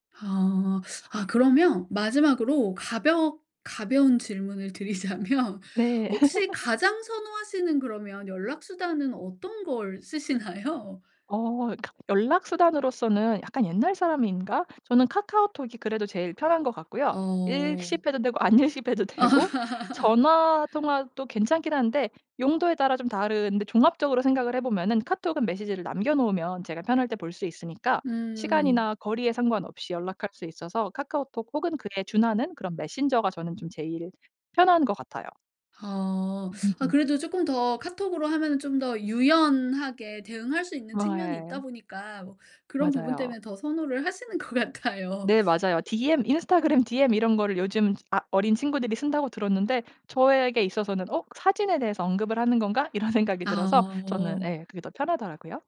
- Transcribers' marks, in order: laughing while speaking: "드리자면"; laugh; laughing while speaking: "쓰시나요?"; other background noise; laugh; laugh; laughing while speaking: "같아요"
- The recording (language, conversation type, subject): Korean, podcast, 기술의 발달로 인간관계가 어떻게 달라졌나요?